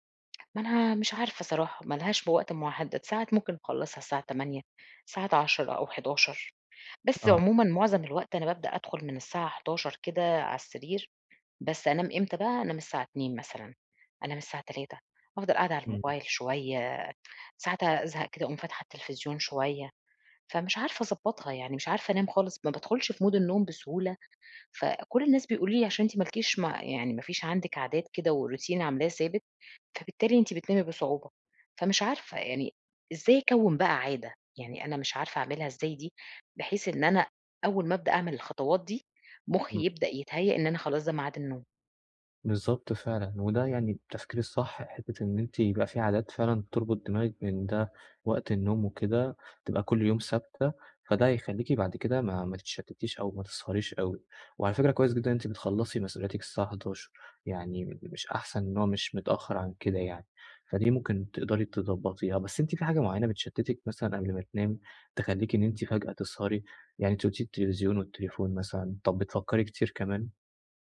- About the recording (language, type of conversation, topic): Arabic, advice, إزاي أنظم عاداتي قبل النوم عشان يبقى عندي روتين نوم ثابت؟
- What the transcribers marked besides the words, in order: in English: "Mood"; in English: "وRoutine"